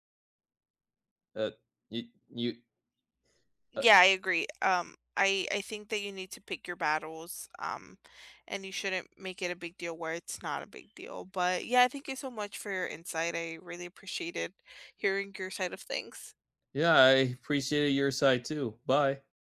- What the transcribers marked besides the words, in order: alarm
- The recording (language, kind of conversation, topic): English, unstructured, How do you navigate conflict without losing kindness?
- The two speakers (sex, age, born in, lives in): female, 25-29, United States, United States; male, 20-24, United States, United States